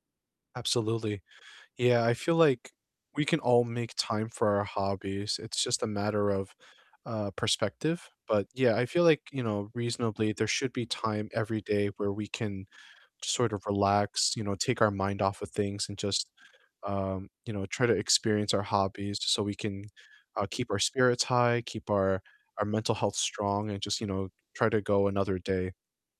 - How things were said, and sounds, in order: none
- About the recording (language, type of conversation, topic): English, unstructured, How do hobbies help you relax after a busy day?
- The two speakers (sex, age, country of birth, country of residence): male, 25-29, United States, United States; male, 30-34, United States, United States